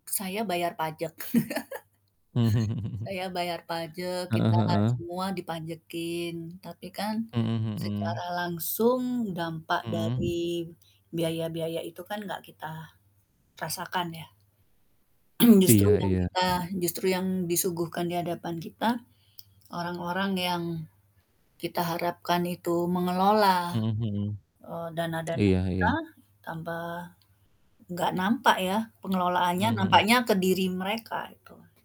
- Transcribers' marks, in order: tapping; chuckle; laugh; static; throat clearing
- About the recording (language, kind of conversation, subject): Indonesian, unstructured, Bagaimana perasaanmu saat melihat pejabat hidup mewah dari uang rakyat?